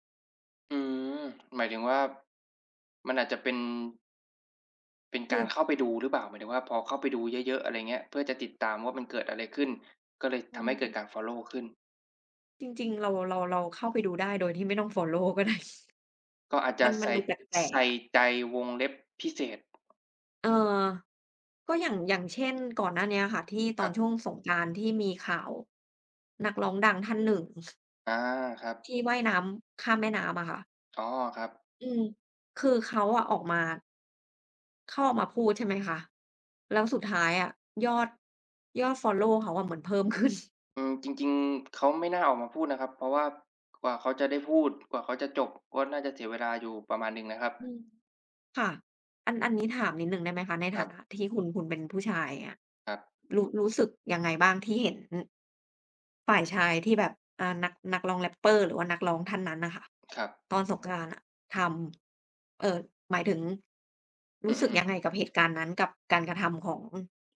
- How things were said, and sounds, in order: tapping; other background noise
- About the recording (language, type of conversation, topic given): Thai, unstructured, ทำไมคนถึงชอบติดตามดราม่าของดาราในโลกออนไลน์?